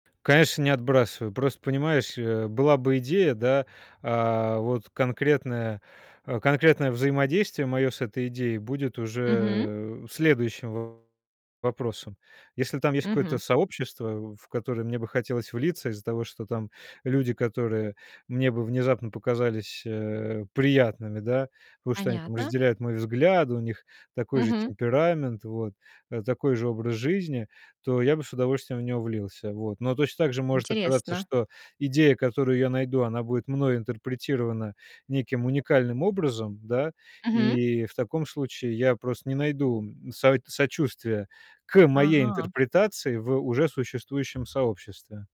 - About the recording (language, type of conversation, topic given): Russian, podcast, Как вы объясните феномен фанатских сообществ и фанатского контента?
- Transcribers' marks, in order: tapping; distorted speech